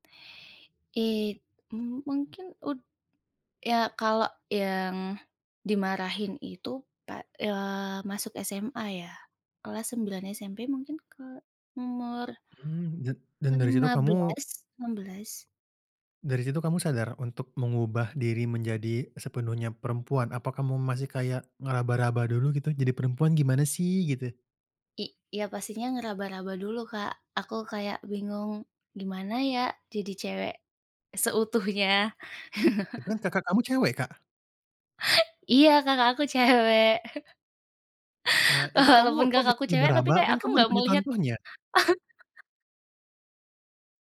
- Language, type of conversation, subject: Indonesian, podcast, Bagaimana pengaruh teman dan keluarga terhadap perubahan gaya kamu?
- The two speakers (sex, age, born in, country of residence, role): female, 20-24, Indonesia, Indonesia, guest; male, 25-29, Indonesia, Indonesia, host
- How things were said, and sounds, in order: chuckle; laughing while speaking: "cewek"; "ngeraba-raba" said as "ngebaraba"; laugh